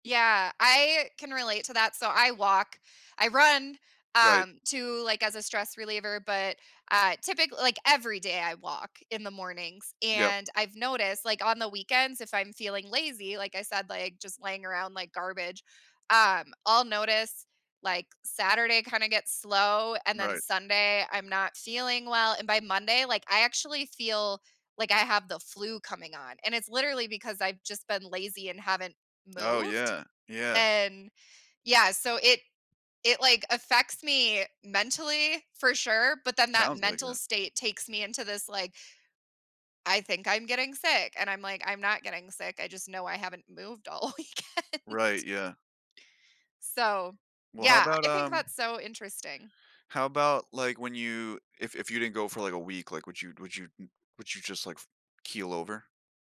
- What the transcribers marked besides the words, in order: laughing while speaking: "all weekend"
- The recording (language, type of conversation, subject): English, unstructured, How does regular physical activity impact your daily life and well-being?
- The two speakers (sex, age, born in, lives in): female, 35-39, United States, United States; male, 35-39, United States, United States